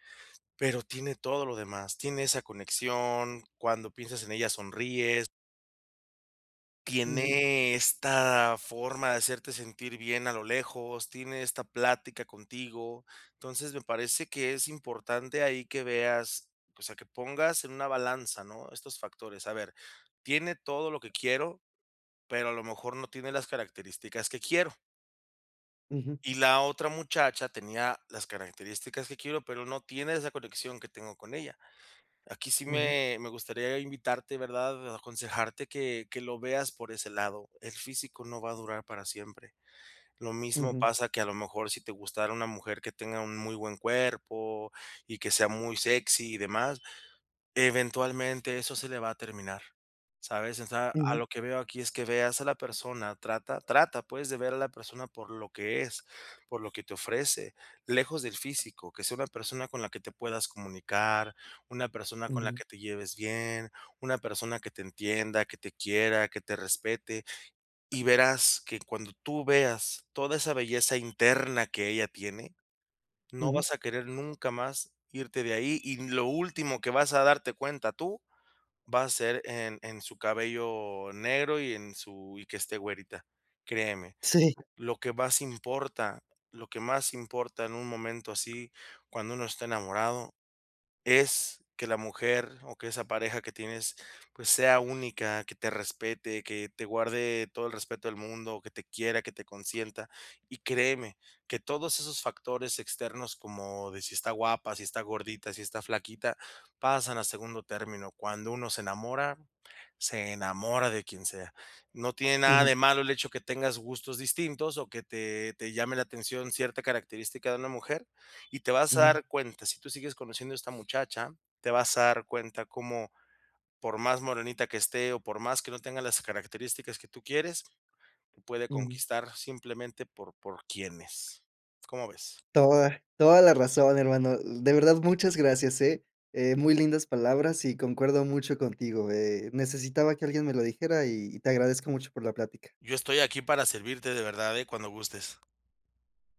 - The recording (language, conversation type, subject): Spanish, advice, ¿Cómo puedo mantener la curiosidad cuando todo cambia a mi alrededor?
- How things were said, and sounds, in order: other background noise; laughing while speaking: "Sí"